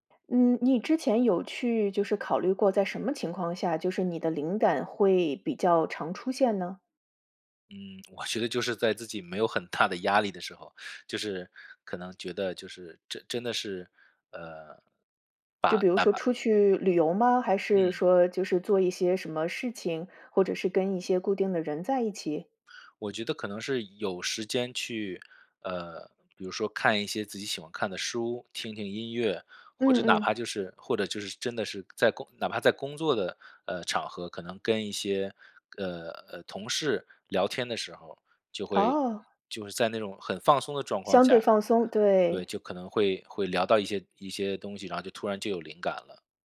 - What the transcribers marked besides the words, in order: none
- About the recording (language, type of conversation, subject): Chinese, advice, 日常压力会如何影响你的注意力和创造力？